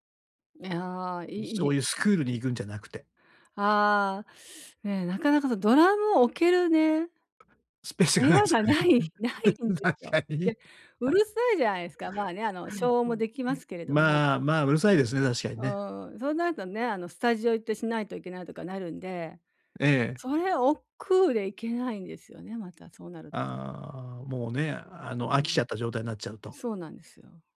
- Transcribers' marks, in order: other noise; laugh; laughing while speaking: "確かに"
- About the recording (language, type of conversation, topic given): Japanese, advice, 趣味への興味を長く保ち、無理なく続けるにはどうすればよいですか？